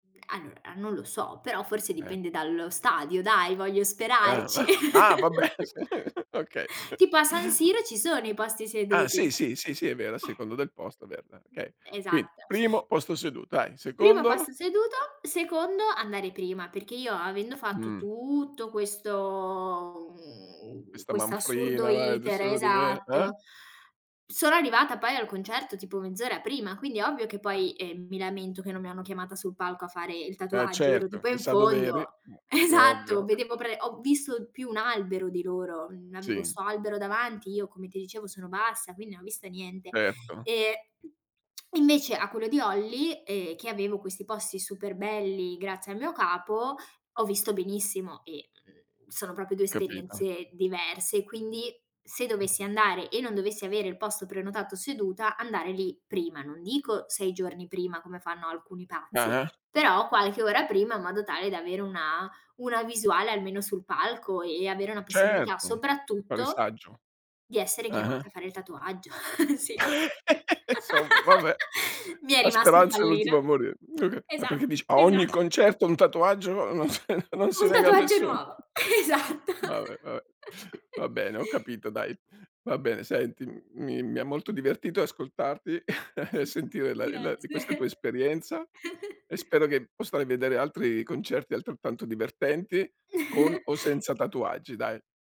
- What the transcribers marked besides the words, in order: other background noise; unintelligible speech; laughing while speaking: "vabbè, sì, okay"; chuckle; drawn out: "tutto questo"; "proprio" said as "propio"; tapping; laugh; chuckle; laugh; laughing while speaking: "non s"; chuckle; laughing while speaking: "Esatto"; chuckle; unintelligible speech; chuckle; laughing while speaking: "Grazie"; chuckle; chuckle
- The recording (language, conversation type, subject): Italian, podcast, Com’è stata la tua prima volta a un concerto dal vivo?